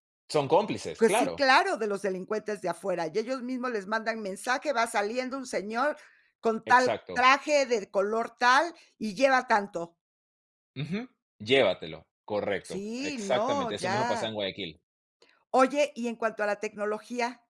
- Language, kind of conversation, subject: Spanish, podcast, ¿Cómo elegiste entre quedarte en tu país o emigrar?
- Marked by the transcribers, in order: none